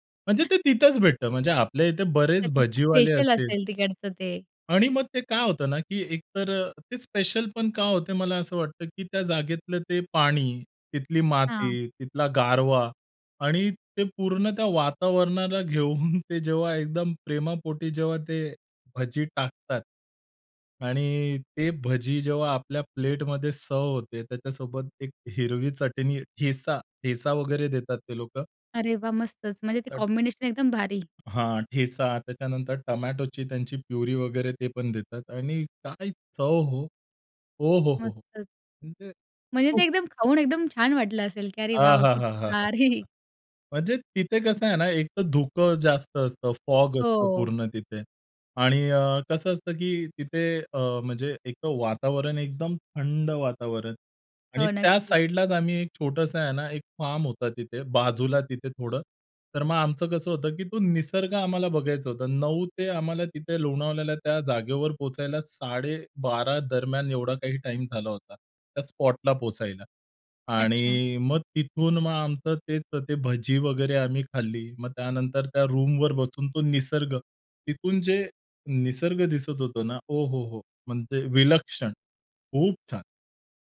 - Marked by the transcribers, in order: other background noise; laughing while speaking: "घेऊन"; in English: "सर्व्ह"; in English: "कॉम्बिनेशन"; tapping; laughing while speaking: "भारी"; in English: "फॉग"
- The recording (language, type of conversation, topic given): Marathi, podcast, एका दिवसाच्या सहलीची योजना तुम्ही कशी आखता?